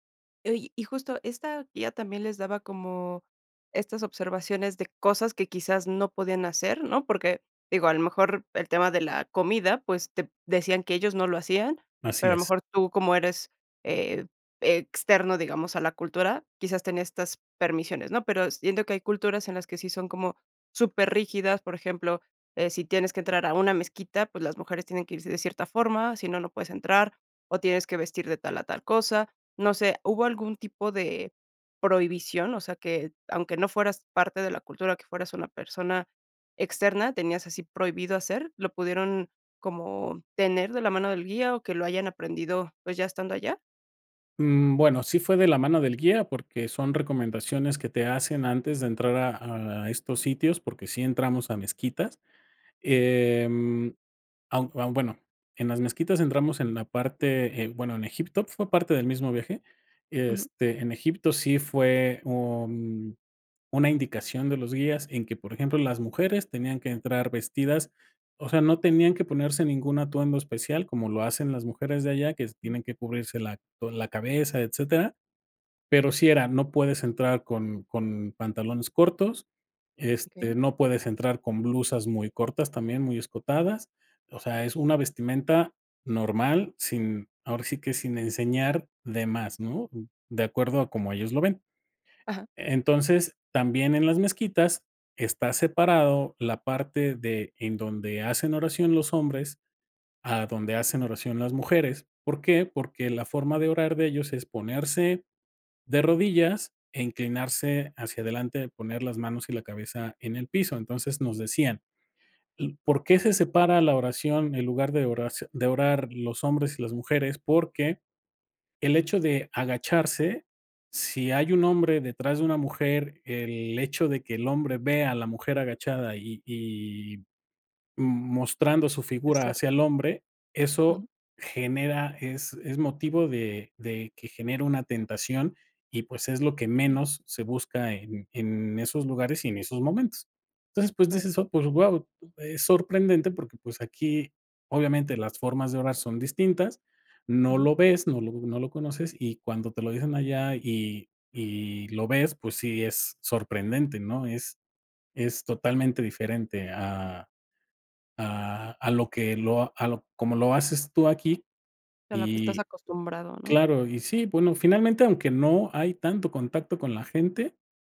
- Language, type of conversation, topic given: Spanish, podcast, ¿Qué aprendiste sobre la gente al viajar por distintos lugares?
- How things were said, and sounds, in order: other background noise; throat clearing